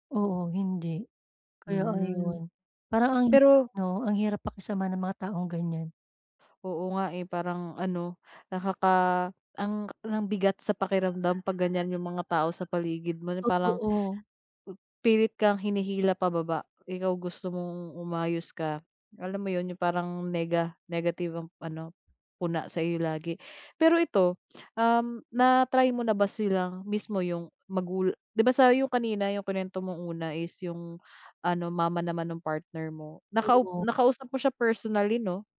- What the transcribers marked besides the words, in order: tapping; other animal sound; other background noise
- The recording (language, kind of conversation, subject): Filipino, advice, Paano ako makikipag-usap nang mahinahon at magalang kapag may negatibong puna?
- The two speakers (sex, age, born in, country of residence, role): female, 30-34, United Arab Emirates, Philippines, advisor; female, 35-39, Philippines, Philippines, user